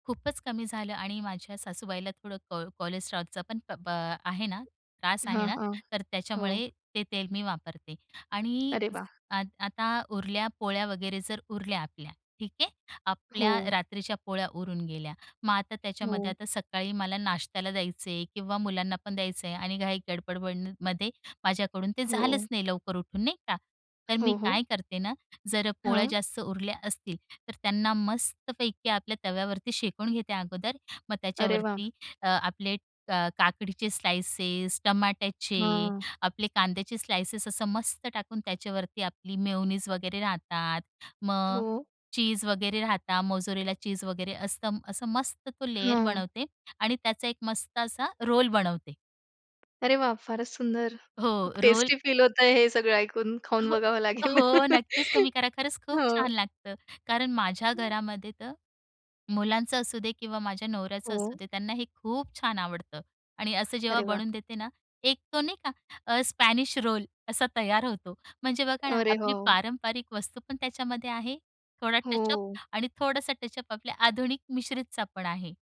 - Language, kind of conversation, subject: Marathi, podcast, तुझ्या जेवणात पारंपरिक आणि आधुनिक गोष्टींचं मिश्रण नेमकं कसं असतं?
- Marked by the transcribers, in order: other background noise; in English: "को कोलेस्ट्रॉल"; tapping; "गडबडबडमध्ये" said as "गडबडबंडमध्ये"; in English: "स्लाइसेस"; in English: "स्लाइसेस"; in English: "लेयर"; in English: "रोल"; in English: "रोल"; laugh; in English: "रोल"; in English: "टचअप"; in English: "टचअप"